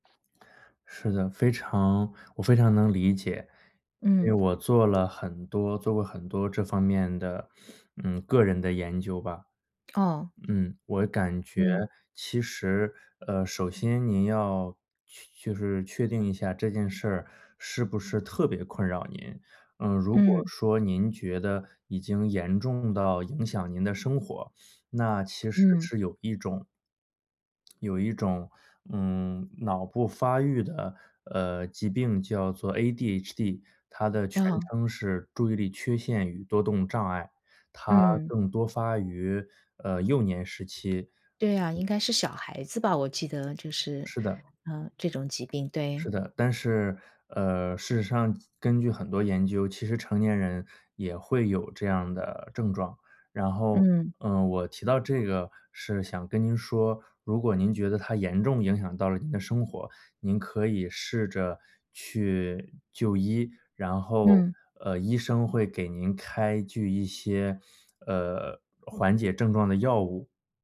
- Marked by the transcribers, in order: sniff; other background noise
- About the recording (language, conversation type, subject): Chinese, advice, 开会或学习时我经常走神，怎么才能更专注？